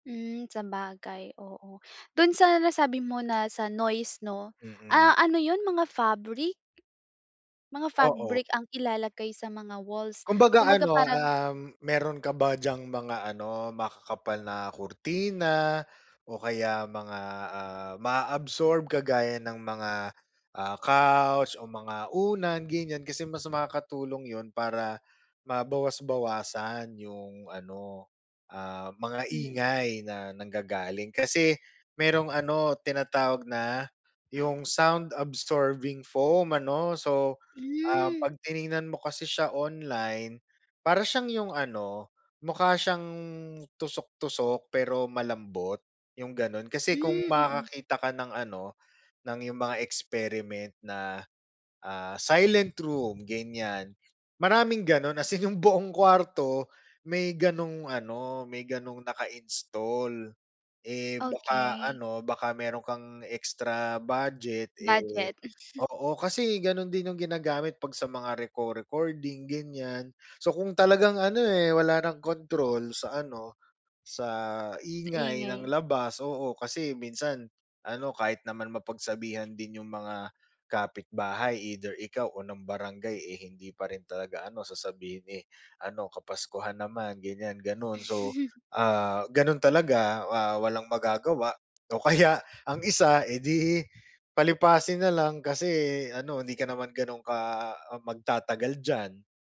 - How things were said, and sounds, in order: tapping; in English: "sound absorbing foam"; fan; chuckle; chuckle
- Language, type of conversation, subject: Filipino, advice, Bakit nahihirapan akong magpahinga kapag nasa bahay lang ako?